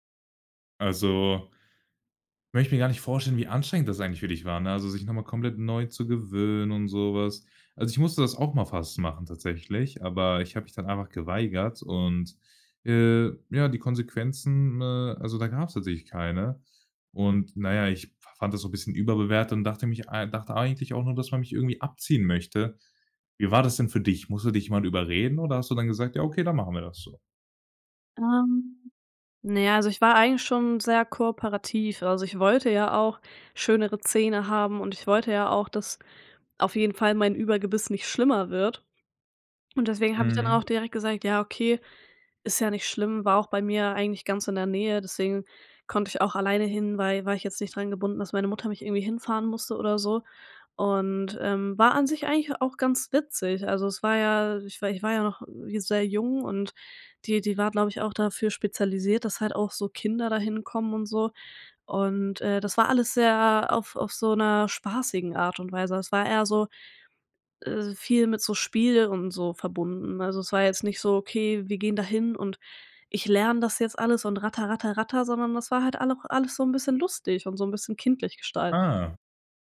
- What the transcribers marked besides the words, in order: none
- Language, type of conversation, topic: German, podcast, Kannst du von einer Situation erzählen, in der du etwas verlernen musstest?